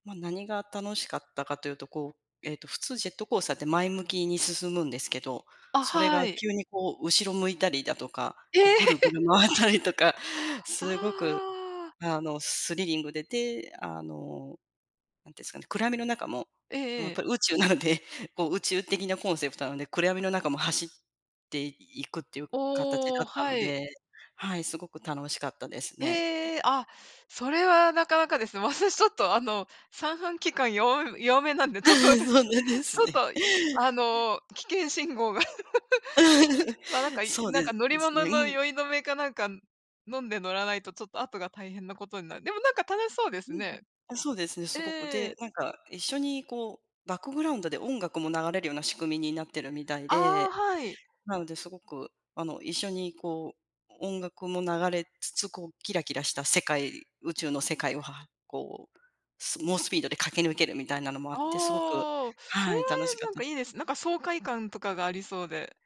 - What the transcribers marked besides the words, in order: joyful: "ええ！"; laugh; laughing while speaking: "回ったりとか"; in English: "スリリング"; laughing while speaking: "なので"; laughing while speaking: "わさし ちょっと"; "わたし" said as "わさし"; laugh; laughing while speaking: "そうなんですね"; laugh; laugh; tapping; in English: "バックグラウンド"
- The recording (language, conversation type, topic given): Japanese, unstructured, 旅行先で体験した中で、いちばん印象に残っているアクティビティは何でしたか？